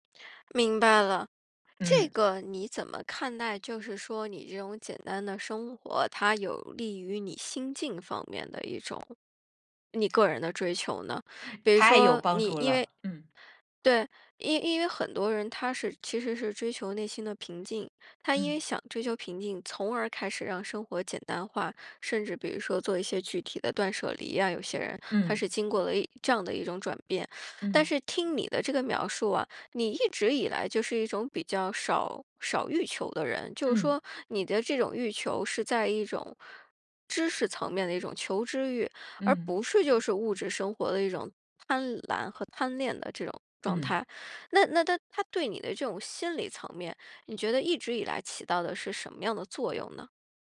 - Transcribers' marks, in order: none
- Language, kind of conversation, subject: Chinese, podcast, 你如何看待简单生活与心理健康之间的联系？